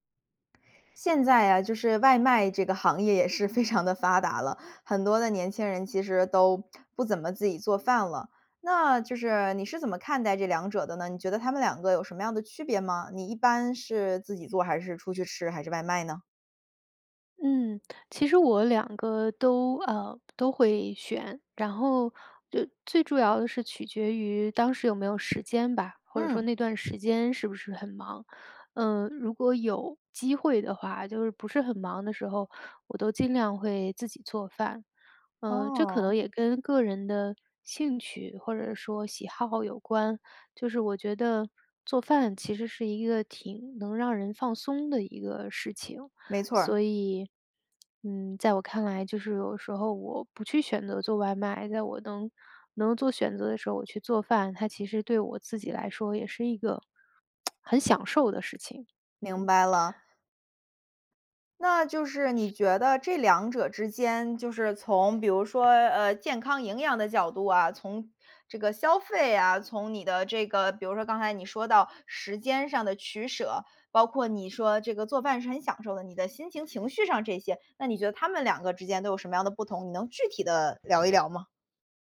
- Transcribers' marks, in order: laughing while speaking: "非常"; lip smack; tsk; other background noise
- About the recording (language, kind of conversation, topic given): Chinese, podcast, 你怎么看外卖和自己做饭的区别？